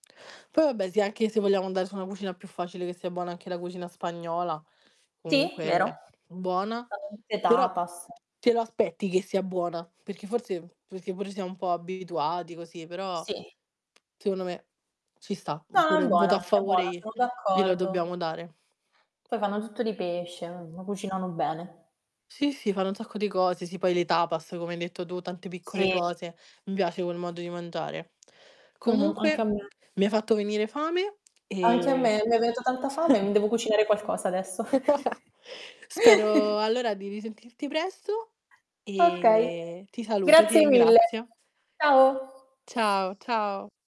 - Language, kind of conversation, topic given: Italian, unstructured, Qual è il piatto tipico della tua zona che ami di più?
- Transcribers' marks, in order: static; unintelligible speech; distorted speech; mechanical hum; other background noise; tapping; unintelligible speech; drawn out: "e"; chuckle; drawn out: "e"